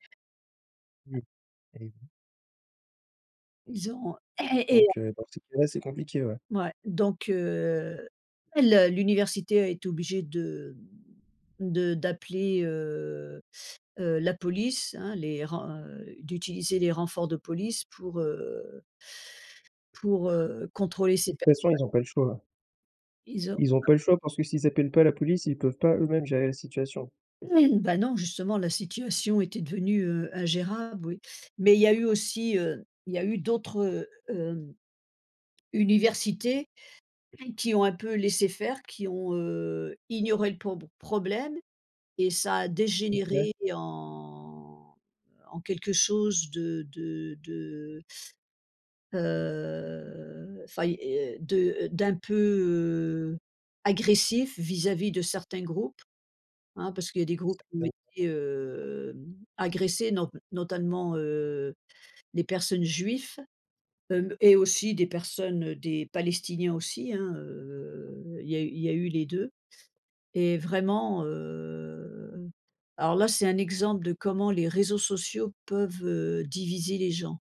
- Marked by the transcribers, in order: throat clearing; other background noise; throat clearing; drawn out: "en"; drawn out: "heu"; tapping; drawn out: "heu"
- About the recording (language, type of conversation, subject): French, unstructured, Penses-tu que les réseaux sociaux divisent davantage qu’ils ne rapprochent les gens ?